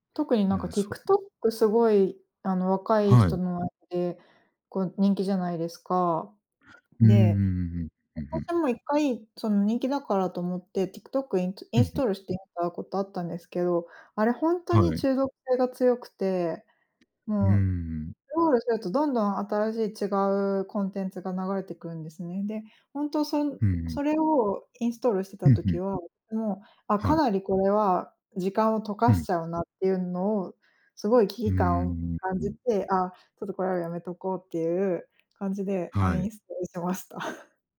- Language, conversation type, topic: Japanese, unstructured, 毎日のスマホの使いすぎについて、どう思いますか？
- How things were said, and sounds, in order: tapping; chuckle